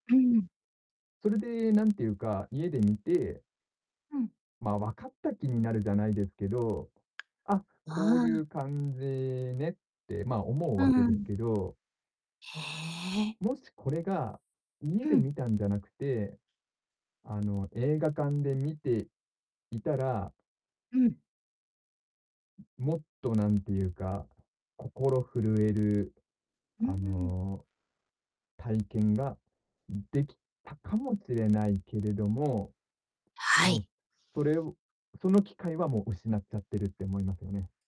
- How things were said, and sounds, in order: distorted speech
- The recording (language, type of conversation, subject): Japanese, podcast, 映画を映画館で観るのと家で観るのでは、どんな違いがありますか？